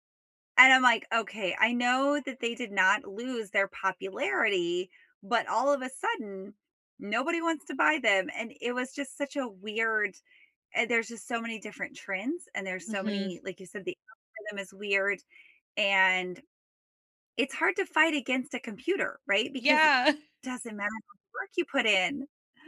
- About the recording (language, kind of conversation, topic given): English, unstructured, What dreams do you think are worth chasing no matter the cost?
- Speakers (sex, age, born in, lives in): female, 30-34, United States, United States; female, 35-39, United States, United States
- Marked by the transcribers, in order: chuckle; unintelligible speech